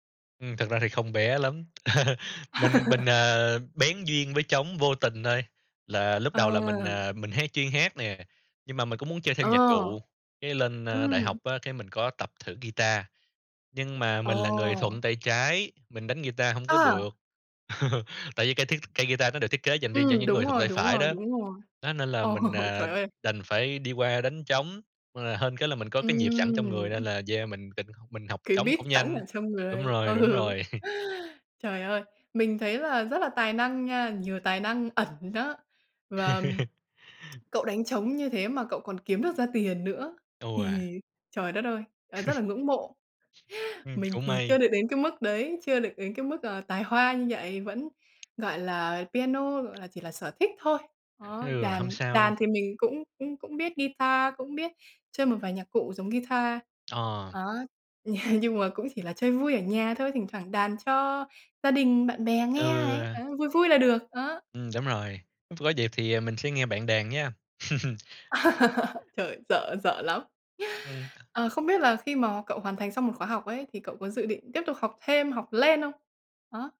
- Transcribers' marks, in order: tapping; chuckle; laugh; chuckle; laughing while speaking: "Ờ"; in English: "beat"; laughing while speaking: "Ừ"; chuckle; chuckle; chuckle; chuckle; chuckle; laugh
- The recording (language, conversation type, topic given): Vietnamese, unstructured, Bạn cảm thấy thế nào khi vừa hoàn thành một khóa học mới?